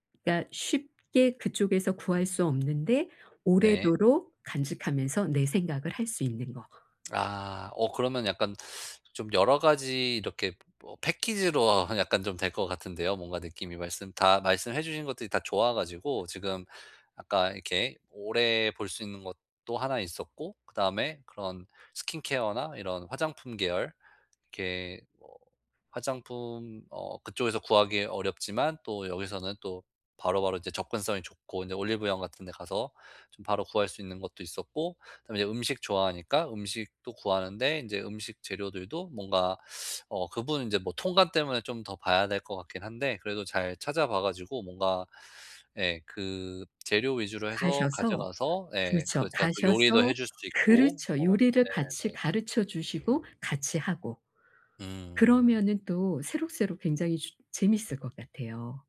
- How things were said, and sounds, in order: other background noise; tapping
- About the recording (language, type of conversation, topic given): Korean, advice, 예산 안에서 품질 좋은 상품을 찾으려면 어디서부터 어떻게 시작하면 좋을까요?